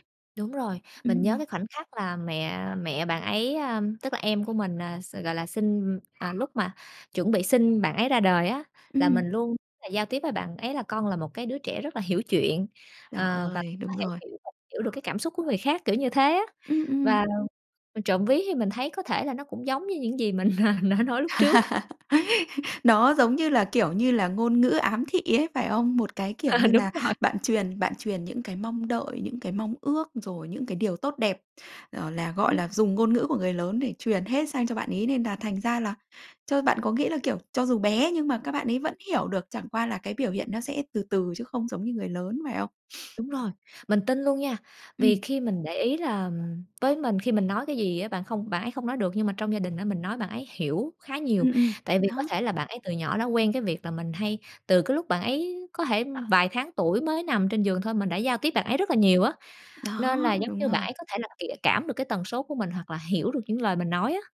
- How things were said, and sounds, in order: other background noise; laughing while speaking: "mình, ờ"; laugh; tapping; other noise; chuckle
- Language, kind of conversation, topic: Vietnamese, podcast, Làm sao để nhận ra ngôn ngữ yêu thương của con?